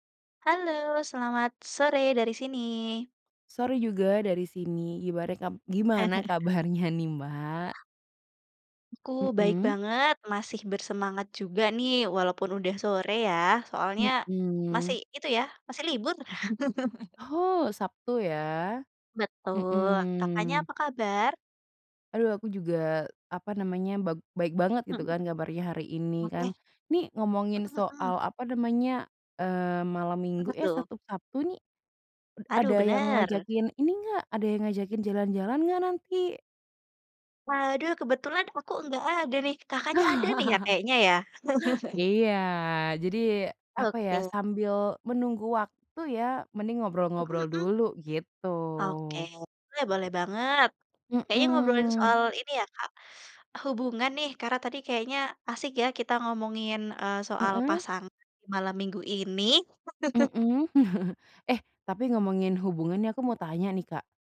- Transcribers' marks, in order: laugh; laughing while speaking: "kabarnya"; other background noise; laugh; laugh; laugh; laugh; tapping; chuckle
- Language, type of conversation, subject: Indonesian, unstructured, Pernahkah kamu melakukan sesuatu yang nekat demi cinta?